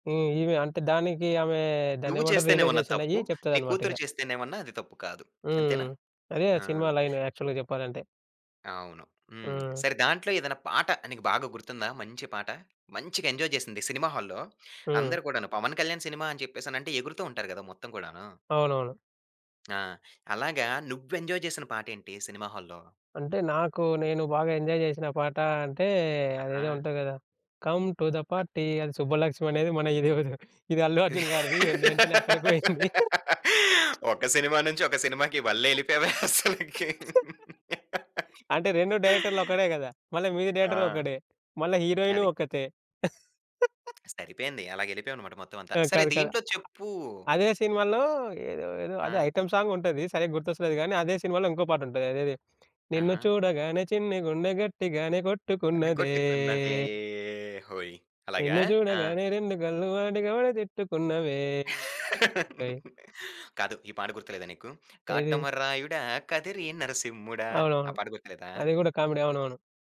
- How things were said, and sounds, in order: in English: "రియలైజేషన్"; other background noise; in English: "లైన్ యాక్చువల్‌గా"; in English: "ఎంజాయ్"; in English: "హాల్‌లో"; tapping; in English: "ఎంజాయ్"; in English: "హాల్‌లో?"; in English: "ఎంజాయ్"; in English: "కమ్ టు ద పార్టీ"; laughing while speaking: "ఒక సినిమా నుంచి ఒక సినిమాకి వల్లే వెళ్ళిపోయావే అసలకి?"; laugh; in English: "మ్యూజిక్ డైరెక్టర్"; in English: "హీరోయిన్"; laugh; in English: "ఐటెమ్ సాంగ్"; singing: "నిన్ను చూడగానే చిన్ని గుండె గట్టిగానే కొట్టుకున్నదే"; singing: "అని కొట్టుకున్నదే హోయి!"; singing: "నిన్ను చూడగానే రెండు కళ్ళు వాటికవే తిట్టుకున్నవే హోయ్!"; laugh; singing: "కాటమరాయుడా కదిరి నరసింహుడా!"; in English: "కామెడీ"
- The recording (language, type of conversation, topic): Telugu, podcast, పాత రోజుల సినిమా హాల్‌లో మీ అనుభవం గురించి చెప్పగలరా?